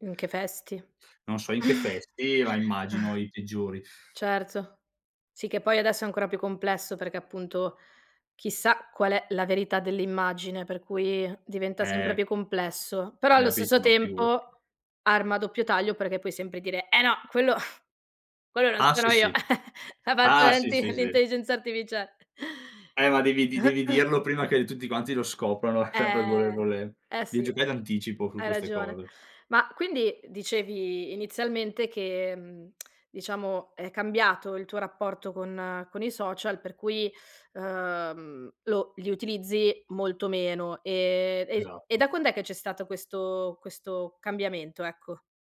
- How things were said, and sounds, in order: chuckle; "vesti" said as "festi"; chuckle; unintelligible speech; chuckle; throat clearing; drawn out: "Eh"; tongue click; tapping
- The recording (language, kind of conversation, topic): Italian, podcast, Che ruolo hanno i social nella tua vita?